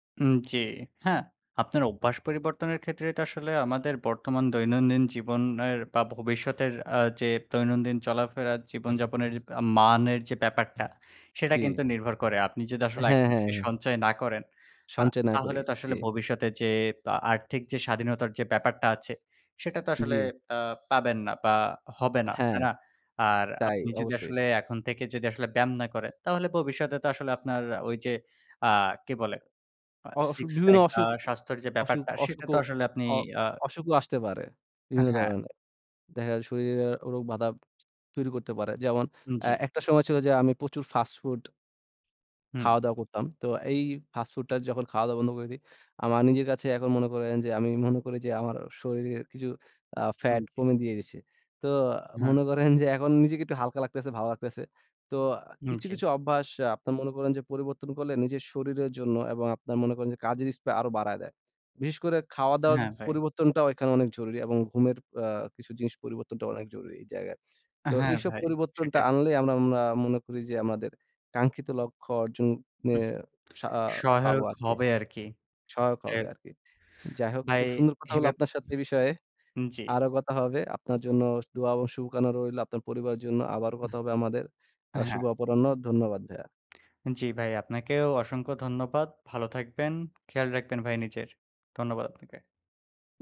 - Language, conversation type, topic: Bengali, unstructured, নিজেকে উন্নত করতে কোন কোন অভ্যাস তোমাকে সাহায্য করে?
- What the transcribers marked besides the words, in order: other noise; "বাধা" said as "বাদা"; other background noise; "শুভকামনা" said as "সুবকানা"; "ভাইয়া" said as "ভায়া"; lip smack